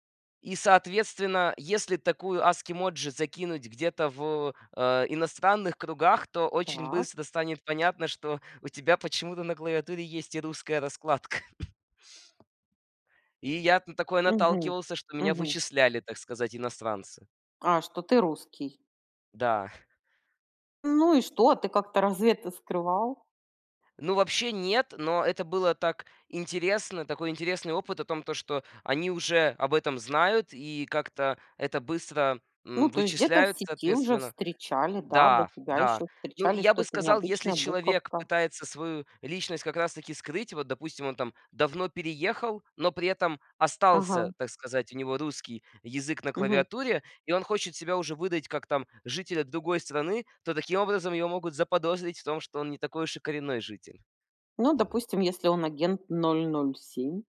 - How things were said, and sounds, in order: in English: "ASCII emoji"; chuckle; other background noise
- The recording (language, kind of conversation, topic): Russian, podcast, Что помогает избежать недопониманий онлайн?